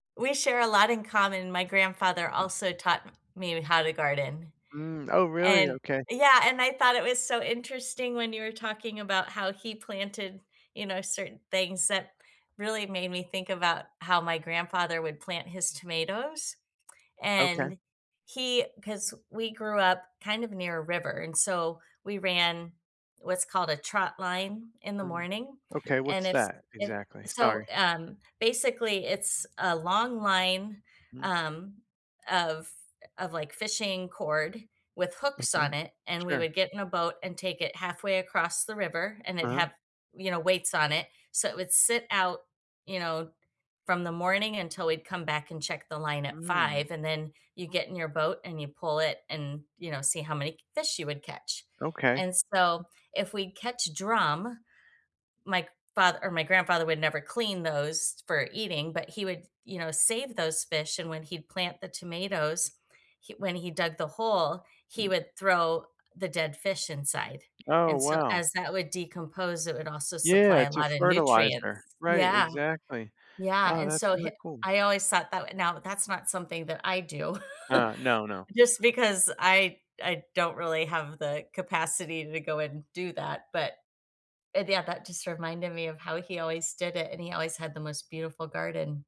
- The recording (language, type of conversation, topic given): English, unstructured, What is your favorite way to spend time outdoors?
- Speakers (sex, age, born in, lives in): female, 50-54, United States, United States; male, 40-44, United States, United States
- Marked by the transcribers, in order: chuckle